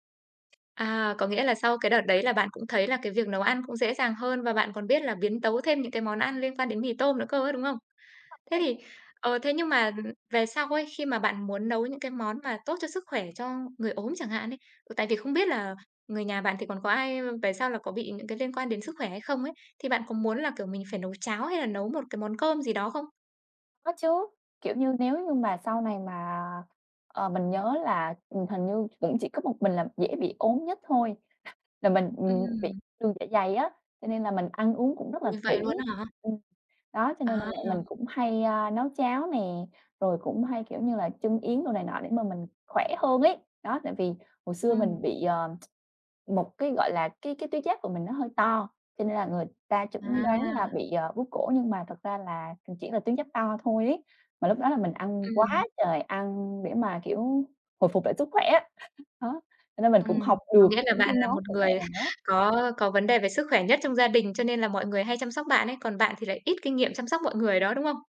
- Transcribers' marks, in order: other background noise; unintelligible speech; other noise; tapping; tsk; chuckle
- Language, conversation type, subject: Vietnamese, podcast, Bạn có thể kể về một kỷ niệm ẩm thực khiến bạn nhớ mãi không?